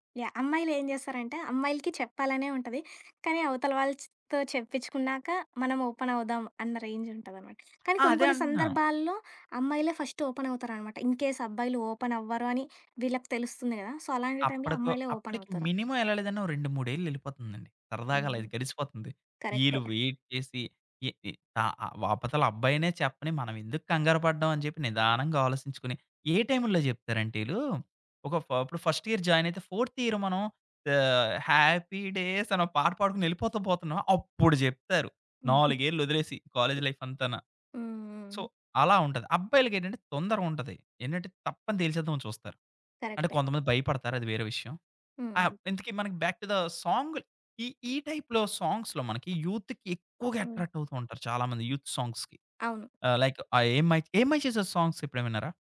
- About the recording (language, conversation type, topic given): Telugu, podcast, నీకు హృదయానికి అత్యంత దగ్గరగా అనిపించే పాట ఏది?
- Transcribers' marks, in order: other background noise; in English: "ఇన్‌కేస్"; in English: "ఓపెన్"; in English: "సో"; in English: "మినిమం"; in English: "వెయిట్"; in English: "ఫస్ట్ ఇయర్"; in English: "ఫోర్త్ ఇయర్"; in English: "సో"; in English: "బ్యాక్ టు ద"; in English: "టైప్‌లో సాంగ్స్‌లో"; in English: "యూత్ సాంగ్స్‌కి"; in English: "లైక్"